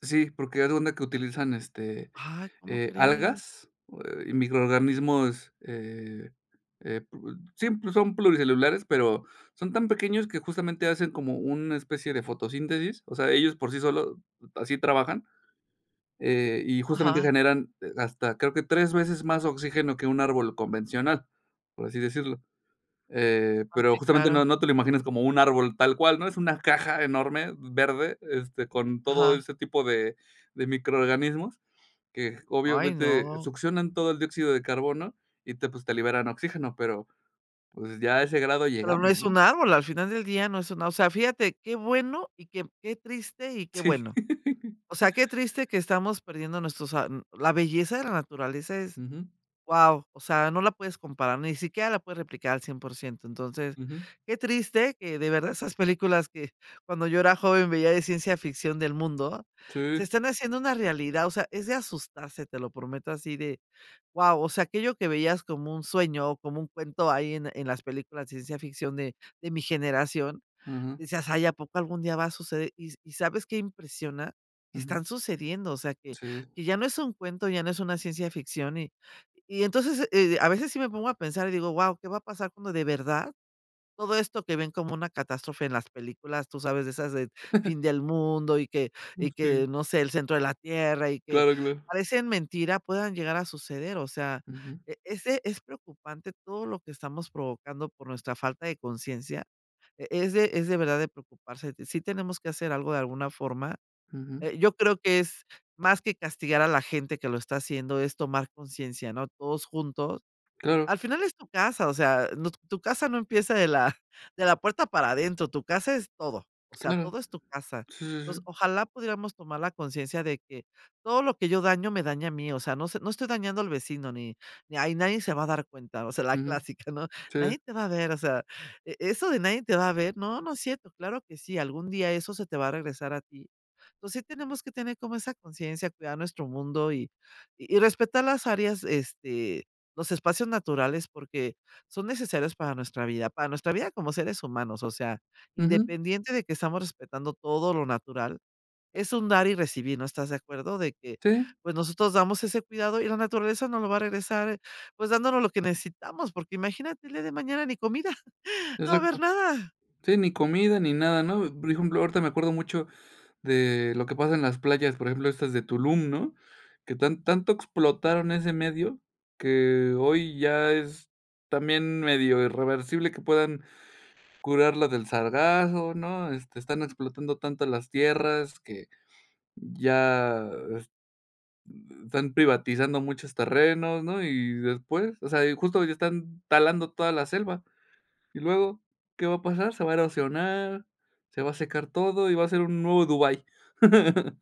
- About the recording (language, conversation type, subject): Spanish, podcast, ¿Qué significa para ti respetar un espacio natural?
- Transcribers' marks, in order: chuckle; other background noise; chuckle; chuckle; chuckle; chuckle; chuckle